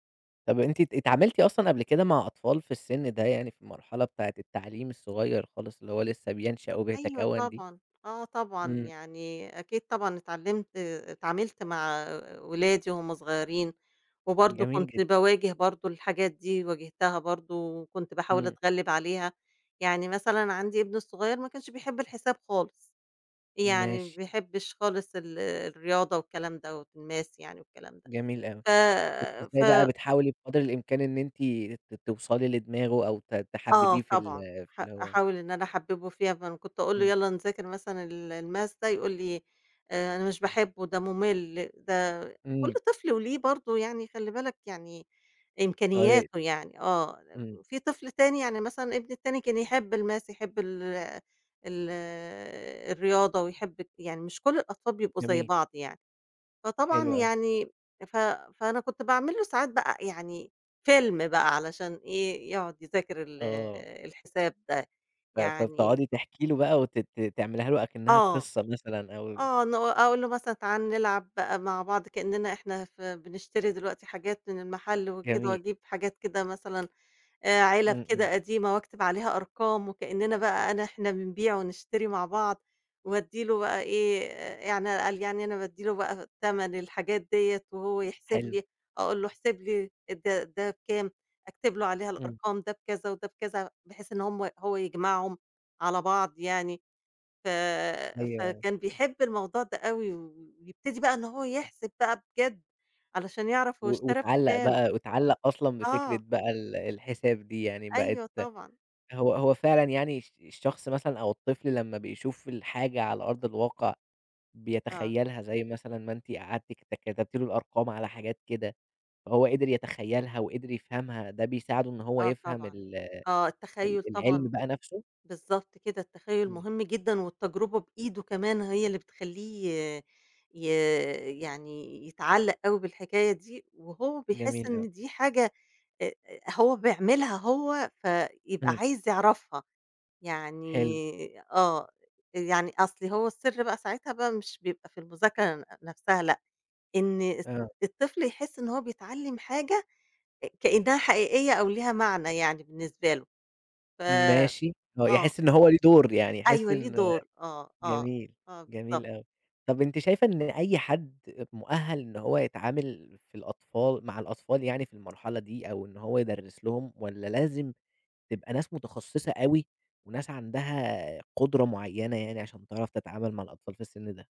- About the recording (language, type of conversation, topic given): Arabic, podcast, ازاي بتشجّع الأطفال يحبّوا التعلّم من وجهة نظرك؟
- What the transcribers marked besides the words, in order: in English: "والmath"; in English: "والmath"; in English: "الmath"